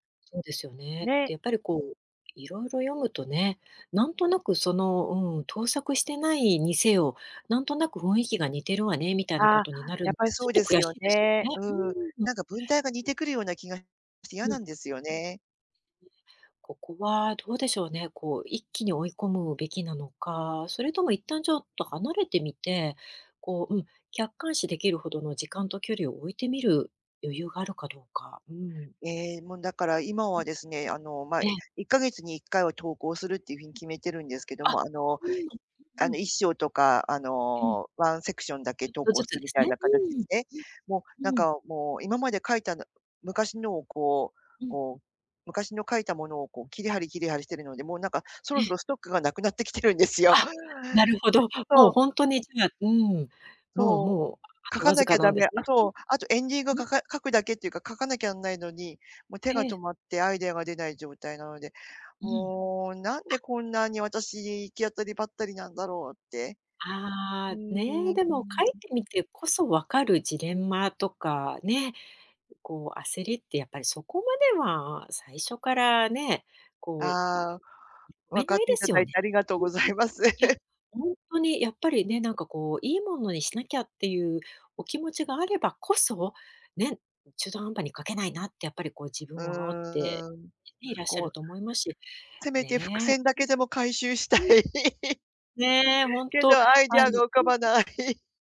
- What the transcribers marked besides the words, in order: other noise; laughing while speaking: "無くなってきてるんですよ"; laughing while speaking: "ありがとうございます"; laughing while speaking: "回収したい"; laugh; laughing while speaking: "浮かばない"
- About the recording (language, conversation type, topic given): Japanese, advice, アイデアがまったく浮かばず手が止まっている